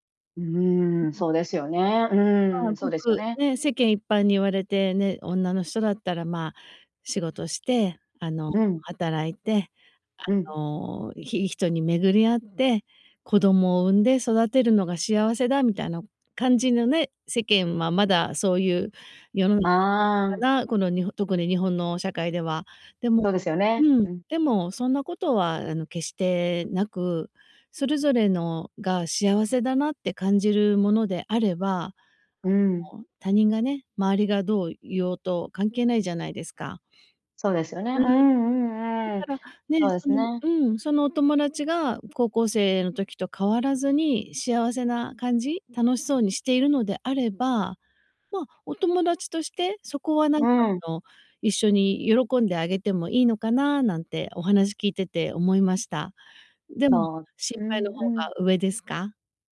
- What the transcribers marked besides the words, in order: none
- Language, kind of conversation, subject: Japanese, advice, 本音を言えずに我慢してしまう友人関係のすれ違いを、どうすれば解消できますか？